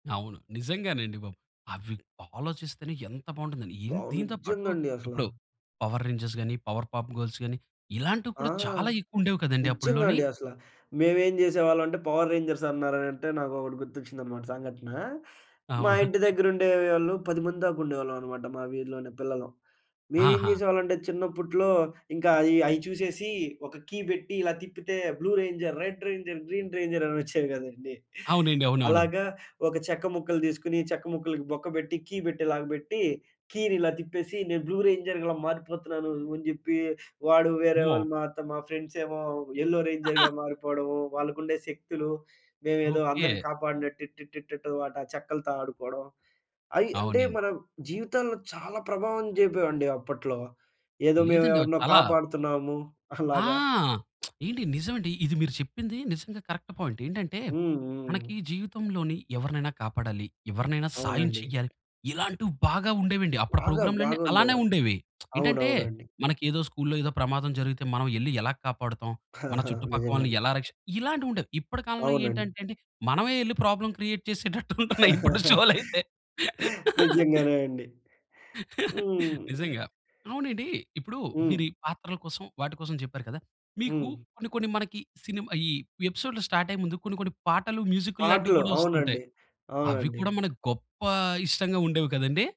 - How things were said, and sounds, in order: stressed: "నిజ్జంగా"; in English: "పవర్ రేంజెస్‌గాని, పవర్ పాప్ గర్ల్స్‌గాని"; in English: "పవర్ రేంజర్స్"; chuckle; in English: "కీ"; in English: "బ్లూ రేంజర్, రెడ్ రేంజర్, గ్రీన్ రేంజర్"; in English: "కీ"; in English: "బ్లూ రేంజర్"; laugh; in English: "యెల్లో రేంజర్‌గా"; chuckle; lip smack; in English: "కరెక్ట్ పాయింట్"; lip smack; chuckle; in English: "ప్రాబ్లమ్ క్రియేట్"; laugh; laughing while speaking: "చేసేటట్టు ఉంటున్నాయి ఇప్పుడు షోలైతే"; laugh; other noise; in English: "స్టార్ట్"
- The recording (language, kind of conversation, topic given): Telugu, podcast, చిన్నప్పట్లో మీకు అత్యంత ఇష్టమైన టెలివిజన్ కార్యక్రమం ఏది?